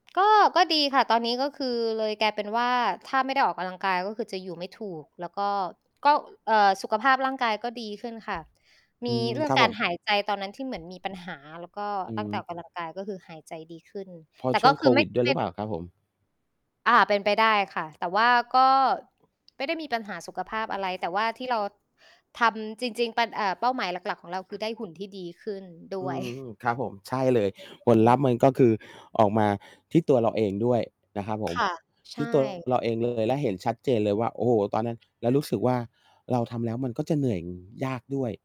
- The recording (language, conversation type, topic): Thai, unstructured, คุณเคยลองเปลี่ยนกิจวัตรประจำวันไหม แล้วเป็นอย่างไรบ้าง?
- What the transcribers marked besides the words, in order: static; tapping; distorted speech; laughing while speaking: "ด้วย"